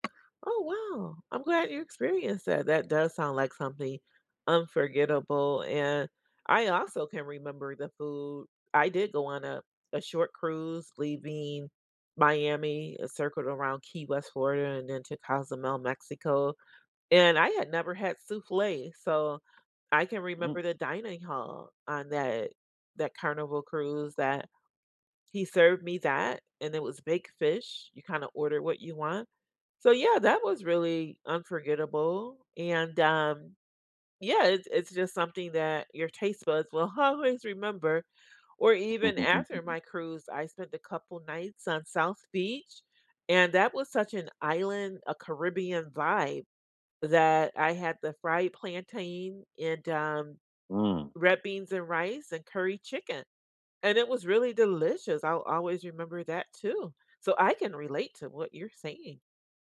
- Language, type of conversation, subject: English, unstructured, What makes a trip unforgettable for you?
- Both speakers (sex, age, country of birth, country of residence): female, 55-59, United States, United States; male, 40-44, United States, United States
- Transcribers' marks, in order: tapping; chuckle